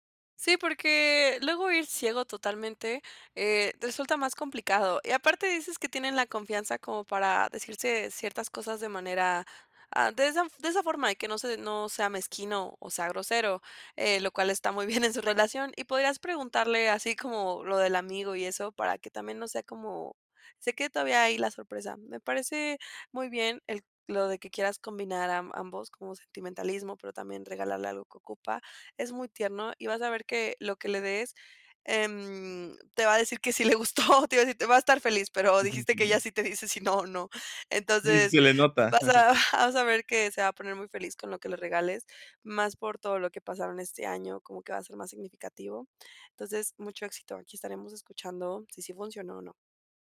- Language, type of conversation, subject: Spanish, advice, ¿Cómo puedo encontrar un regalo con significado para alguien especial?
- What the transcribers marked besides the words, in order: laughing while speaking: "muy bien"; laughing while speaking: "como"; laughing while speaking: "que sí le gustó"; chuckle; laughing while speaking: "Sí, sí, se le nota"